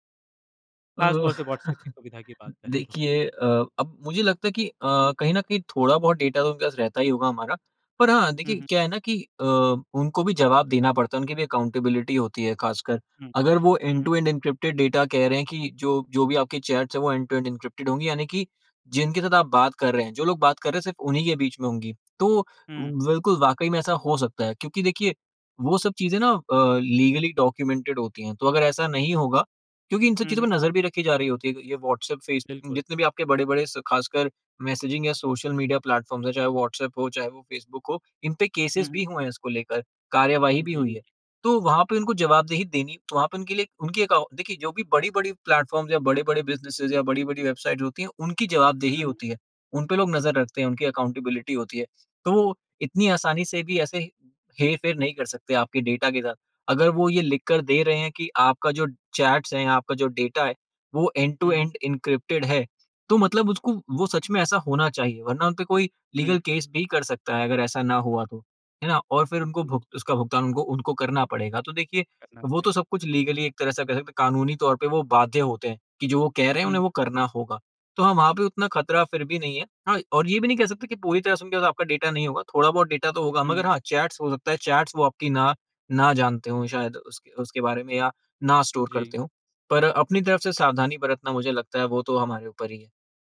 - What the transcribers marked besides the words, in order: chuckle; laughing while speaking: "करें तो"; in English: "अकाउंटेबिलिटी"; in English: "एंड-टू-एंड एन्क्रिप्टेड"; in English: "चैट्स"; in English: "एंड-टू-एंड एन्क्रिप्टेड"; in English: "लीगली डॉक्यूमेंटेड"; in English: "मैसेजिंग"; in English: "प्लेटफ़ॉर्म्स"; in English: "केसेस"; in English: "प्लेटफ़ॉर्म्स"; in English: "बिज़नेस"; in English: "अकाउंटेबिलिटी"; in English: "चैट्स"; in English: "एंड-टू-एंड एन्क्रिप्टेड"; in English: "लीगल केस"; unintelligible speech; in English: "लीगली"; in English: "चैट्स"; in English: "चैट्स"; in English: "स्टोर"
- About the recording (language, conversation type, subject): Hindi, podcast, ऑनलाइन गोपनीयता आपके लिए क्या मायने रखती है?